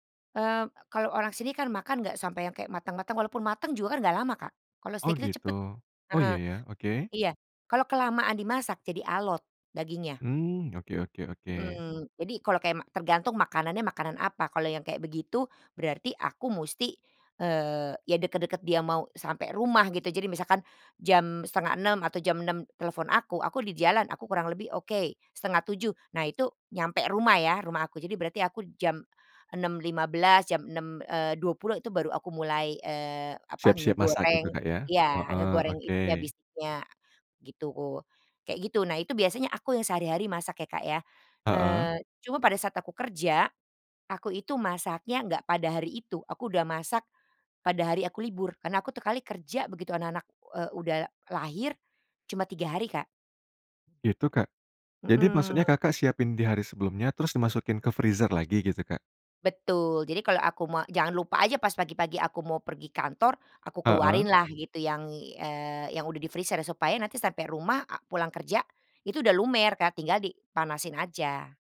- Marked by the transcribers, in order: other background noise; "tiap kali" said as "tekali"; in English: "freezer"; in English: "freezer"
- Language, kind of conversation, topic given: Indonesian, podcast, Bagaimana tradisi makan bersama keluarga di rumahmu?